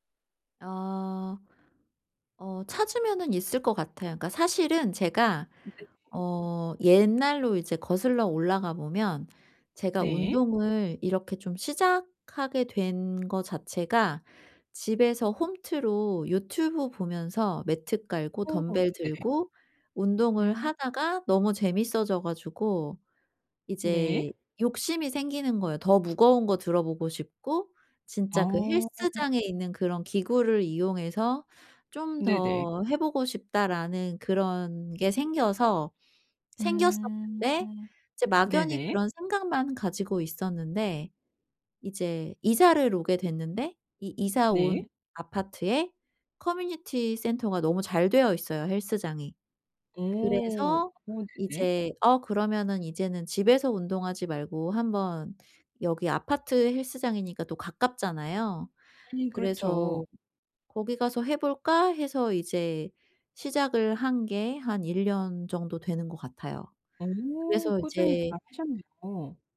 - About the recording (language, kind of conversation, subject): Korean, advice, 운동을 중단한 뒤 다시 동기를 유지하려면 어떻게 해야 하나요?
- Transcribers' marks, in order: none